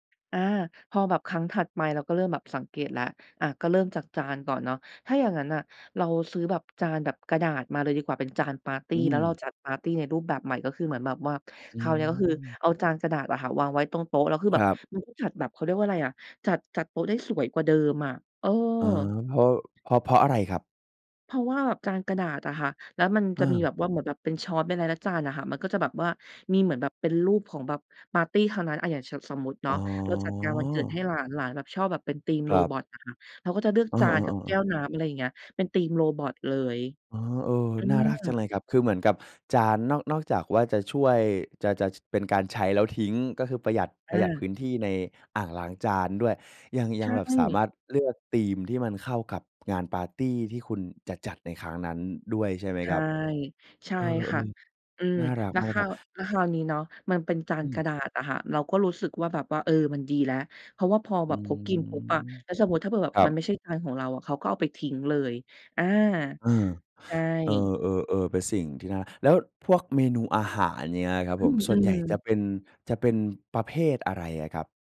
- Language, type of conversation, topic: Thai, podcast, เคยจัดปาร์ตี้อาหารแบบแชร์จานแล้วเกิดอะไรขึ้นบ้าง?
- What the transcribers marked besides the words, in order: none